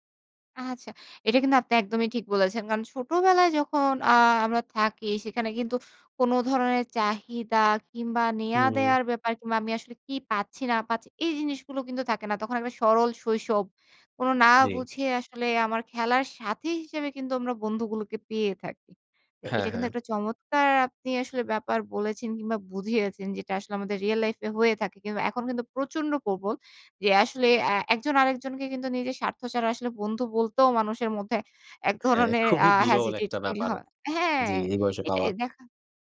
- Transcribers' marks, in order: laughing while speaking: "খুবই বিরল"; chuckle; in English: "hesitate feel"
- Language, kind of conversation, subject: Bengali, podcast, পুরনো ও নতুন বন্ধুত্বের মধ্যে ভারসাম্য রাখার উপায়